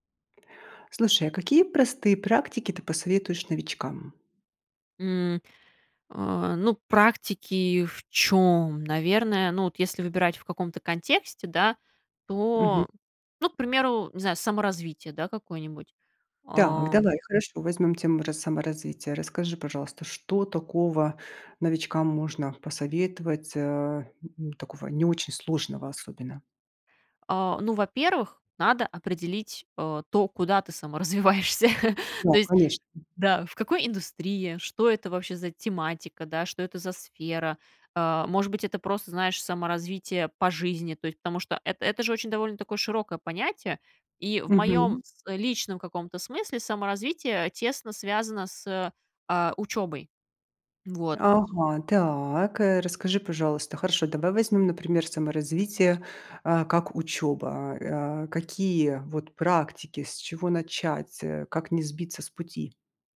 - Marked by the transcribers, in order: tapping; laughing while speaking: "саморазвиваешься"
- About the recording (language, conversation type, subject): Russian, podcast, Какие простые практики вы бы посоветовали новичкам?